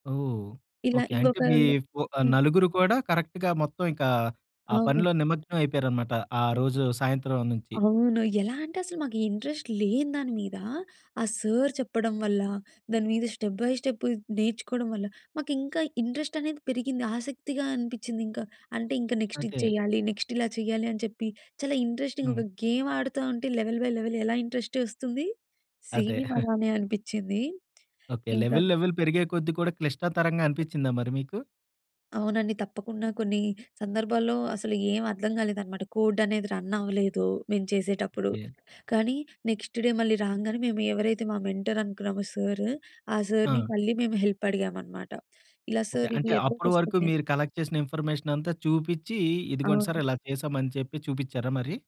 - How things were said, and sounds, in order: in English: "కరెక్ట్‌గా"; other noise; in English: "ఇంట్రెస్ట్"; in English: "స్టెప్ బై స్టెప్"; in English: "ఇంట్రెస్ట్"; in English: "నెక్స్ట్"; in English: "నెక్స్ట్"; in English: "ఇంట్రెస్టింగా"; in English: "గేమ్"; in English: "లెవెల్ బై లెవెల్"; in English: "ఇంట్రెస్ట్"; chuckle; in English: "సేమ్"; in English: "లెవెల్ లెవెల్"; tapping; other background noise; in English: "కోడ్"; in English: "రన్"; in English: "నెక్స్ట్ డే"; in English: "మెంటర్"; in English: "హెల్ప్"; in English: "ఎర్రర్"; in English: "కలెక్ట్"
- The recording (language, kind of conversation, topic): Telugu, podcast, స్వీయాభివృద్ధిలో మార్గదర్శకుడు లేదా గురువు పాత్ర మీకు ఎంత ముఖ్యంగా అనిపిస్తుంది?